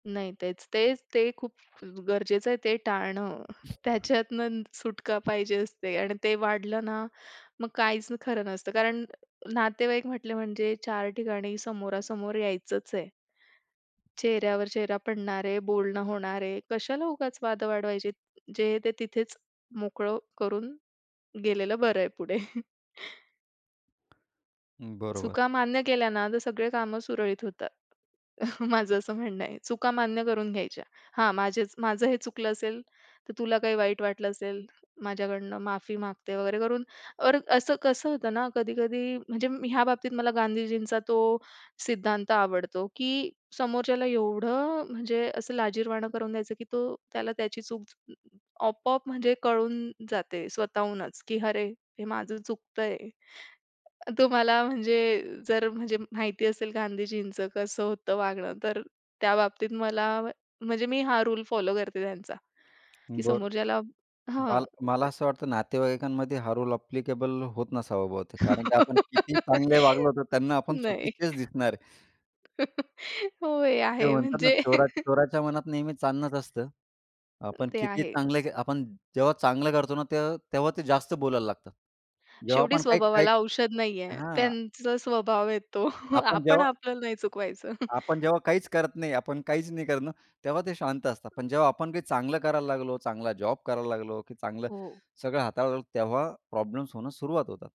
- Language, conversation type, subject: Marathi, podcast, तुमच्या अनुभवात, चुका झाल्यावर त्यातून शिकून पुढे जाण्याचा सर्वोत्तम मार्ग कोणता आहे?
- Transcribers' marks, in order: other background noise; chuckle; other noise; tapping; chuckle; in English: "ॲप्लिकेबल"; laugh; laughing while speaking: "नाही. होय, हे आहे. म्हणजे"; chuckle; chuckle; laughing while speaking: "तो"; chuckle